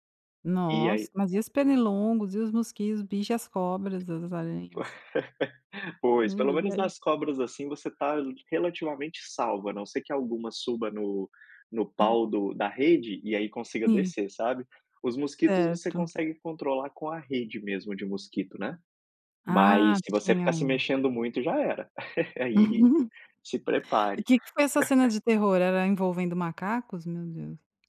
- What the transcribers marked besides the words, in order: tapping; laugh; chuckle; chuckle; laugh
- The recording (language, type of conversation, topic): Portuguese, podcast, Me conta sobre uma viagem que você nunca vai esquecer?